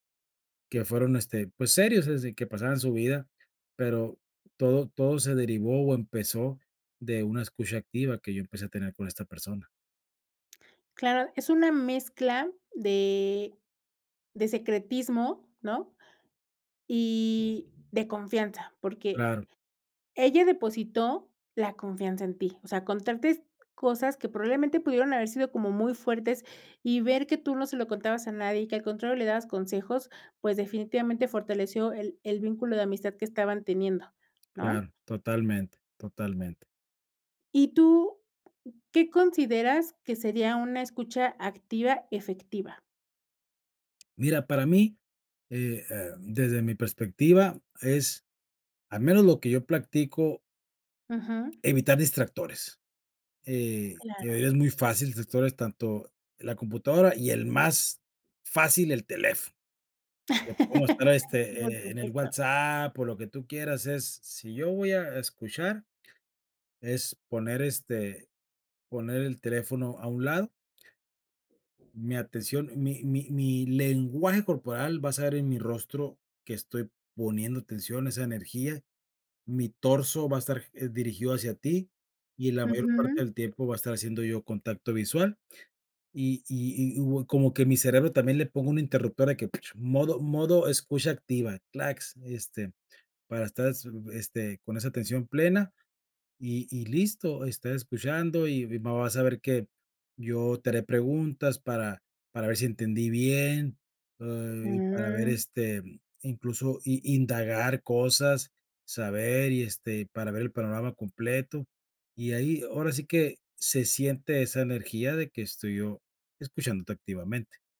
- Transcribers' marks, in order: other background noise; tapping; laugh; other noise
- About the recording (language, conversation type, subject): Spanish, podcast, ¿Cómo usar la escucha activa para fortalecer la confianza?